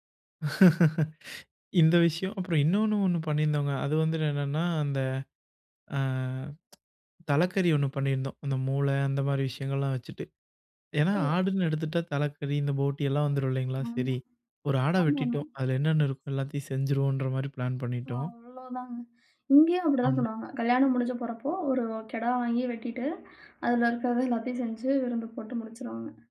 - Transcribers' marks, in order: laugh; tsk; other noise; other background noise; in English: "பிளான்"
- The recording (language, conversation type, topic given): Tamil, podcast, ஒரு பெரிய விருந்துக்கான உணவுப் பட்டியலை நீங்கள் எப்படி திட்டமிடுவீர்கள்?